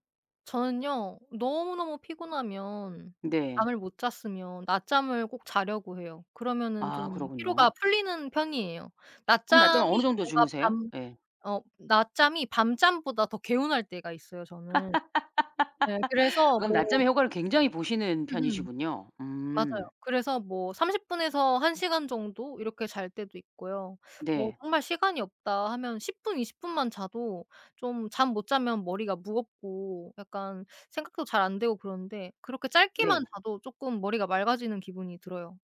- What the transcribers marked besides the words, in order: laugh; other background noise
- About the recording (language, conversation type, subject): Korean, podcast, 잠을 잘 자려면 평소에 어떤 습관을 지키시나요?